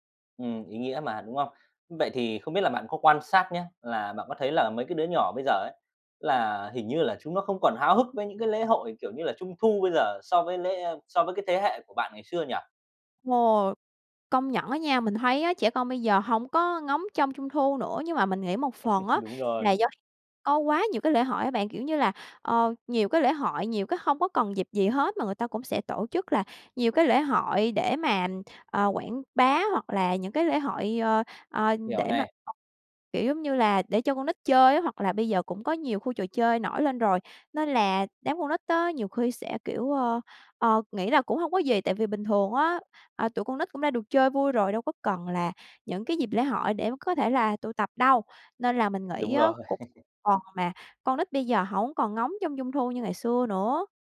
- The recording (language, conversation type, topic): Vietnamese, podcast, Bạn nhớ nhất lễ hội nào trong tuổi thơ?
- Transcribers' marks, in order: tapping; laugh; other background noise; other noise; laughing while speaking: "rồi"; laugh